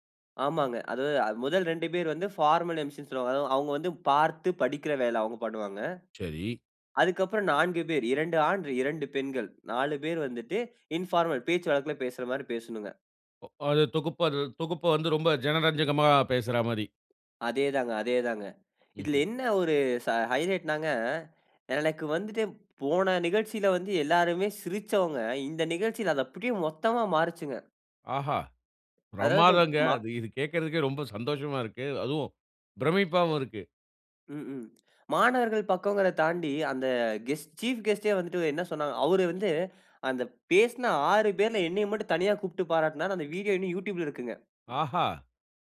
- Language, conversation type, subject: Tamil, podcast, பெரிய சவாலை எப்படி சமாளித்தீர்கள்?
- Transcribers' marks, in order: in English: "பார்மல் எம்சின்னு"; inhale; in English: "இன்பார்மல்"; other noise; inhale; tapping; inhale; other background noise